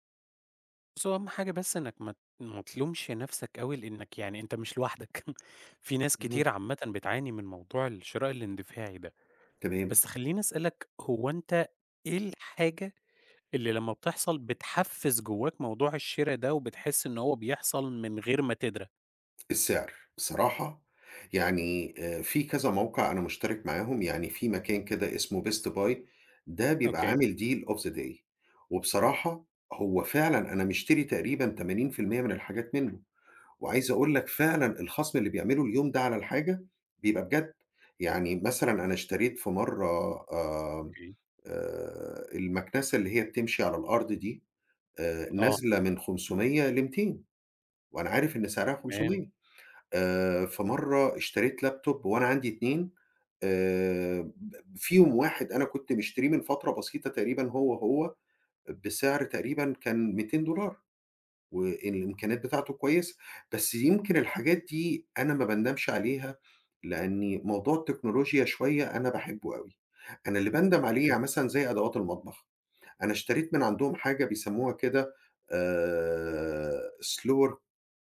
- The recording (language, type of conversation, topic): Arabic, advice, إزاي الشراء الاندفاعي أونلاين بيخلّيك تندم ويدخّلك في مشاكل مالية؟
- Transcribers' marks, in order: chuckle; tapping; in English: "deal of the day"; in English: "laptop"; in English: "slower"